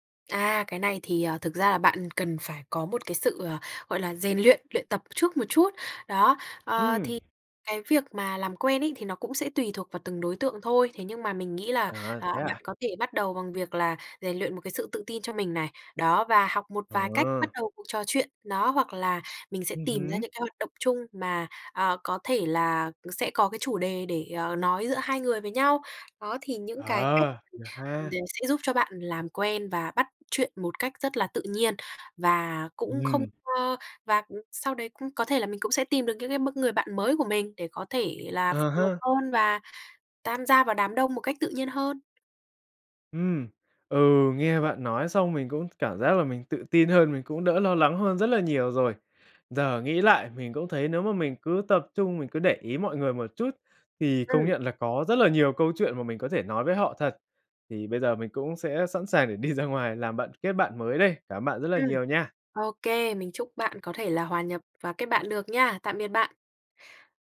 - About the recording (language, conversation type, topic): Vietnamese, advice, Cảm thấy cô đơn giữa đám đông và không thuộc về nơi đó
- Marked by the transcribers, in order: tapping; other background noise; laughing while speaking: "ra ngoài"